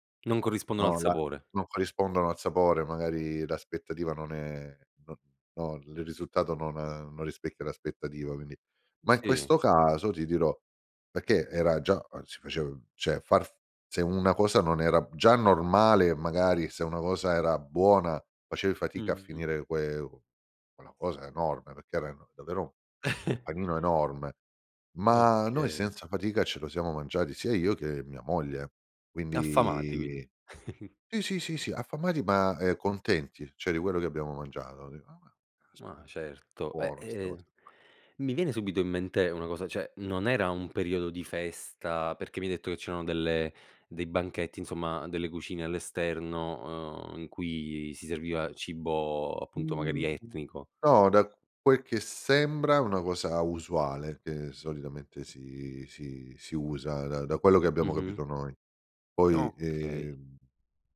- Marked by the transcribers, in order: "cioè" said as "ceh"; chuckle; chuckle; tapping; "cioè" said as "ceh"; other background noise
- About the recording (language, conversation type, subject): Italian, podcast, Qual è il miglior cibo di strada che hai provato?